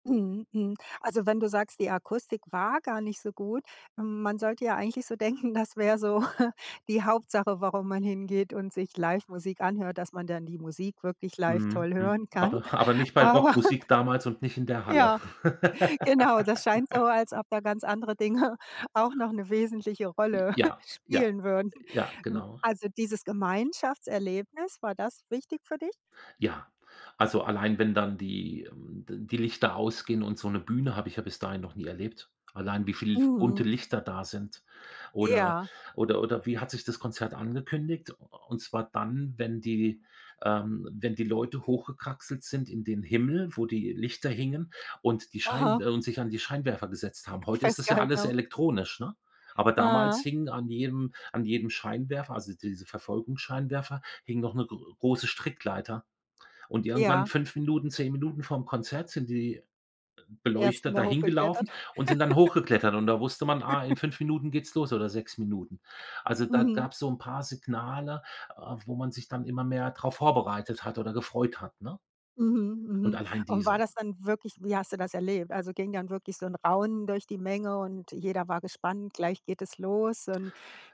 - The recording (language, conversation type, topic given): German, podcast, Wie beeinflusst Live-Musik langfristig deinen Musikgeschmack?
- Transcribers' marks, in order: chuckle; laughing while speaking: "Aber"; laugh; laugh; laughing while speaking: "Dinge"; other background noise; chuckle; laugh; chuckle